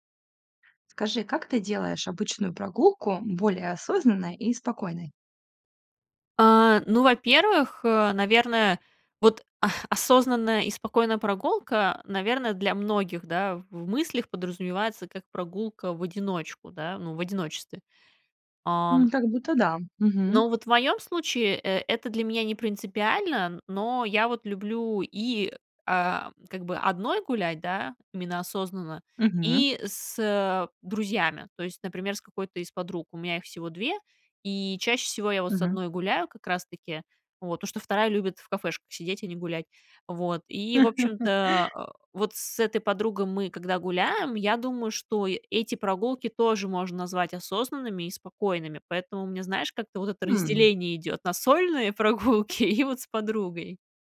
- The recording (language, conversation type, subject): Russian, podcast, Как сделать обычную прогулку более осознанной и спокойной?
- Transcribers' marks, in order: laughing while speaking: "а"; other background noise; laugh; tapping; laughing while speaking: "прогулки"